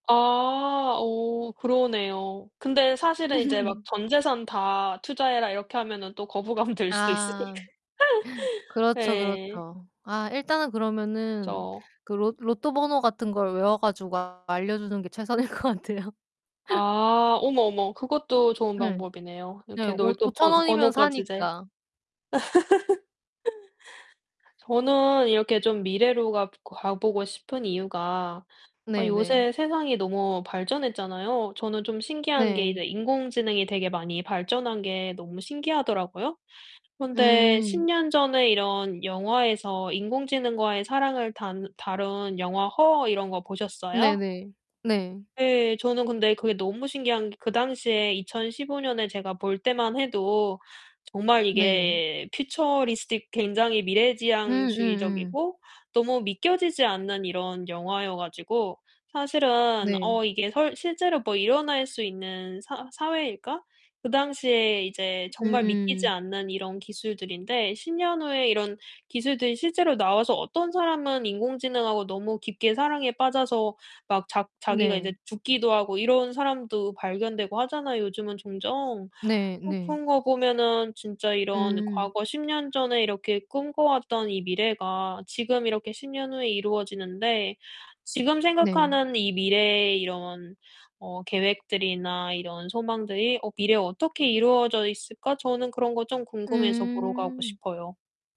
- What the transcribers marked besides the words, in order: laugh; laughing while speaking: "들 수도 있으니까"; distorted speech; laughing while speaking: "최선일 것 같아요"; laugh; in English: "퓨처리스틱"; tapping; other background noise
- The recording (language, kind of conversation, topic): Korean, unstructured, 시간 여행이 가능하다면 어느 시대로 가고 싶으신가요?